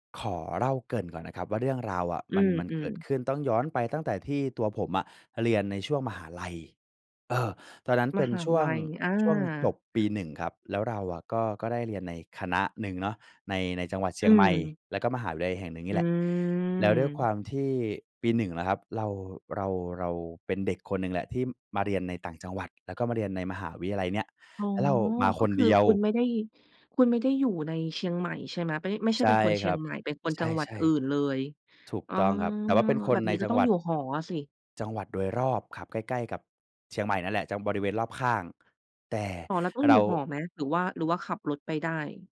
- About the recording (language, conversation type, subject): Thai, podcast, เล่าเกี่ยวกับประสบการณ์แคมป์ปิ้งที่ประทับใจหน่อย?
- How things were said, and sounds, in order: none